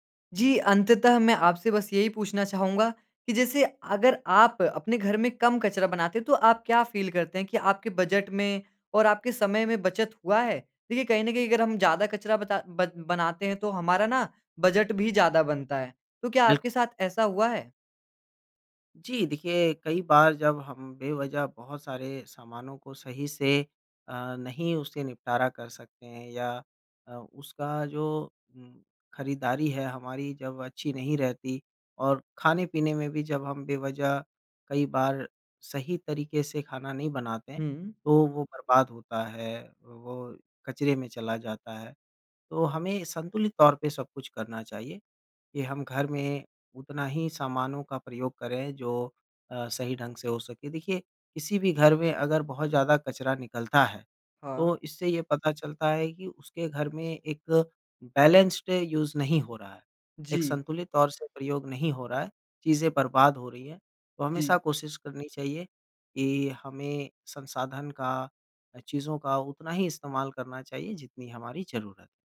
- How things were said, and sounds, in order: other background noise; in English: "फील"; in English: "बैलेंस्ड यूज़"
- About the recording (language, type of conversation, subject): Hindi, podcast, कम कचरा बनाने से रोज़मर्रा की ज़िंदगी में क्या बदलाव आएंगे?